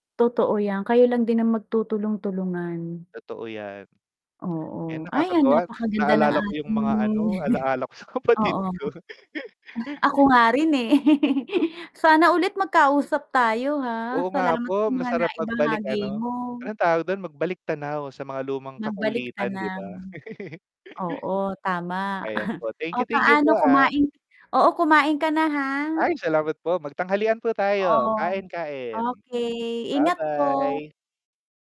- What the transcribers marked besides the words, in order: static; tapping; chuckle; laughing while speaking: "kapatid ko"; laugh; chuckle; distorted speech; chuckle
- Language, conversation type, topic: Filipino, unstructured, Paano mo hinaharap ang hindi pagkakaunawaan sa pamilya?